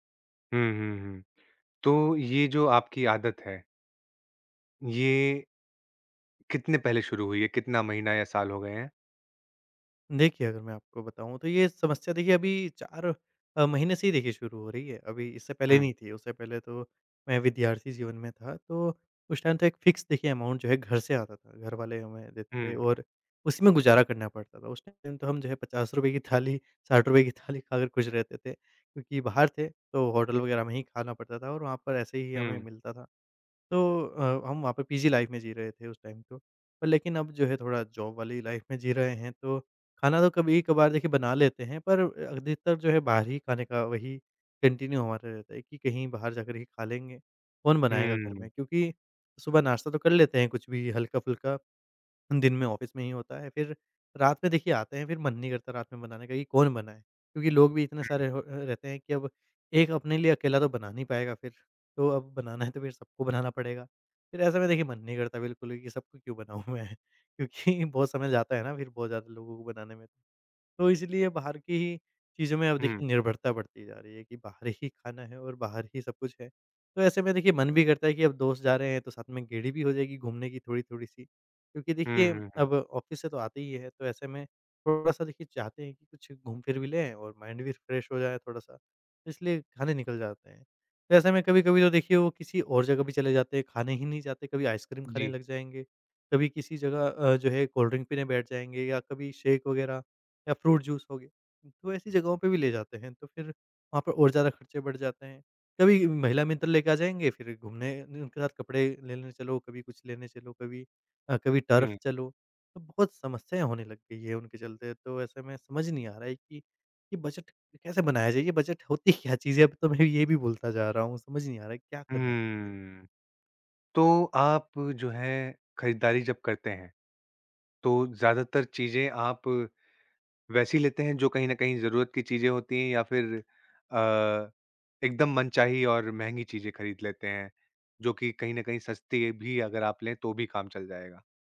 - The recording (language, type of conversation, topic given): Hindi, advice, आवेग में की गई खरीदारी से आपका बजट कैसे बिगड़ा और बाद में आपको कैसा लगा?
- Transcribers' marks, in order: in English: "टाइम"; in English: "फ़िक्स"; in English: "अमाउंट"; in English: "टाइम"; in English: "पीजी लाइफ़"; in English: "टाइम"; in English: "जॉब"; in English: "लाइफ़"; in English: "कंटिन्यू"; in English: "ऑफिस"; laughing while speaking: "बनाऊँ मैं क्योंकि"; in English: "ऑफिस"; in English: "माइंड"; in English: "रिफ्रेश"; in English: "टर्फ"; laughing while speaking: "होती क्या"; laughing while speaking: "मैं"